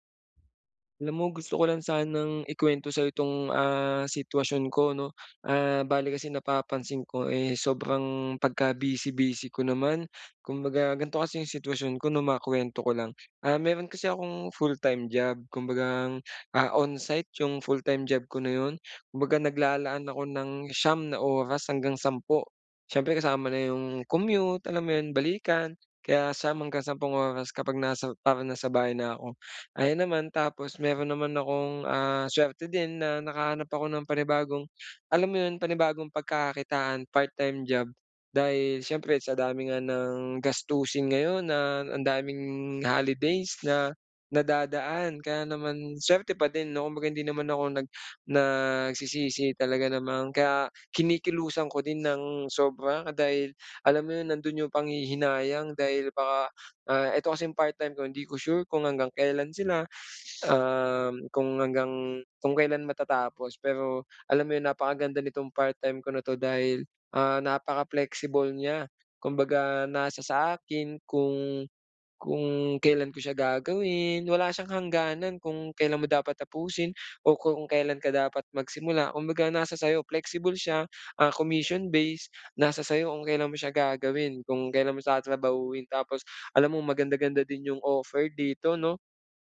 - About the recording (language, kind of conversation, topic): Filipino, advice, Paano ako makakapagpahinga sa bahay kung palagi akong abala?
- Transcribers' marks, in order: "Kumbaga" said as "kumbagang"; other background noise; sniff; in English: "commission based"